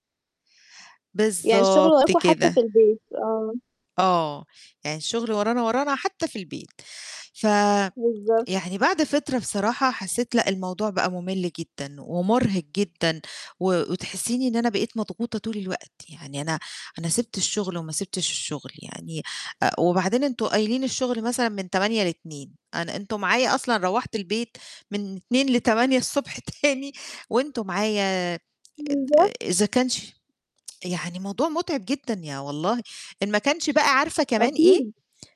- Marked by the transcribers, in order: tapping; laughing while speaking: "تاني"; tsk; distorted speech
- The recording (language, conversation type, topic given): Arabic, podcast, إزاي نقدر نحط حدود واضحة بين الشغل والبيت في زمن التكنولوجيا؟